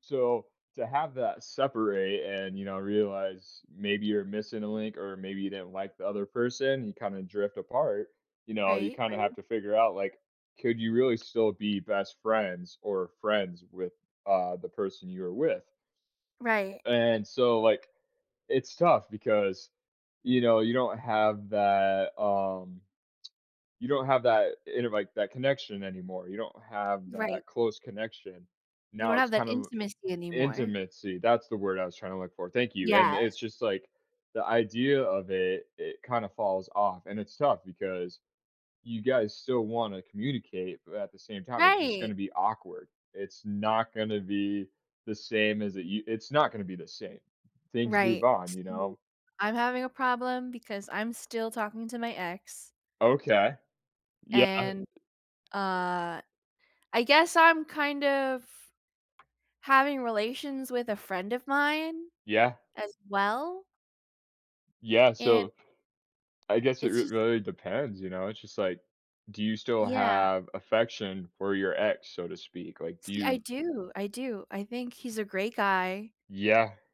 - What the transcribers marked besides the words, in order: tapping; other background noise
- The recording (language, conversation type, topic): English, unstructured, What are the challenges and benefits of maintaining a friendship after a breakup?
- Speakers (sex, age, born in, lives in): female, 25-29, United States, United States; male, 25-29, United States, United States